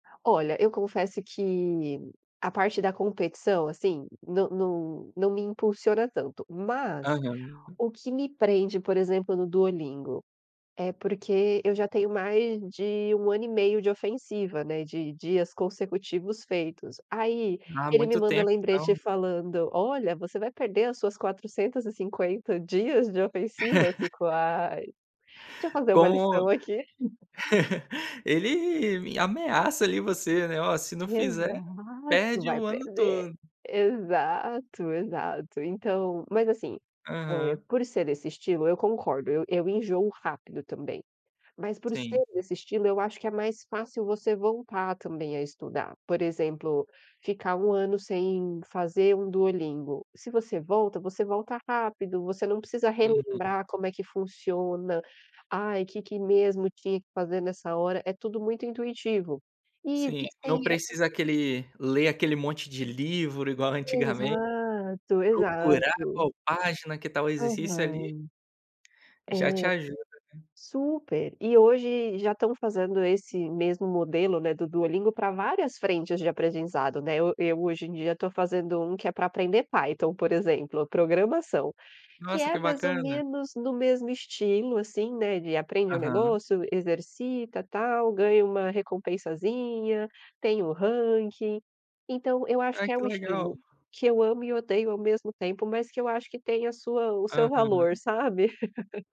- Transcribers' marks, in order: laugh; laugh; tapping; laugh
- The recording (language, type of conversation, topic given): Portuguese, podcast, Como a tecnologia mudou seu jeito de estudar?
- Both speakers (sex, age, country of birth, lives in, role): female, 30-34, Brazil, Sweden, guest; male, 25-29, Brazil, Spain, host